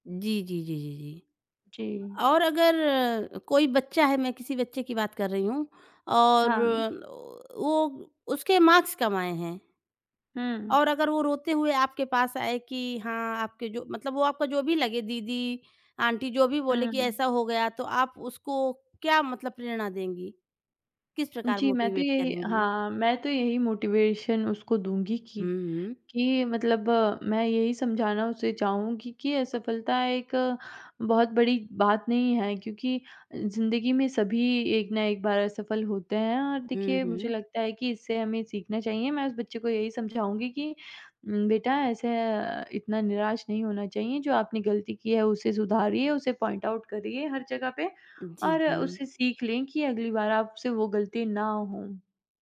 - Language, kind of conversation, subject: Hindi, podcast, असफलता से आपने क्या सबसे अहम सीखा?
- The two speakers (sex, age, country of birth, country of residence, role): female, 18-19, India, India, guest; female, 30-34, India, India, host
- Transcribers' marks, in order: in English: "मार्क्स"; in English: "आंटी"; in English: "मोटिवेट"; in English: "मोटिवेशन"; in English: "पॉइंट आउट"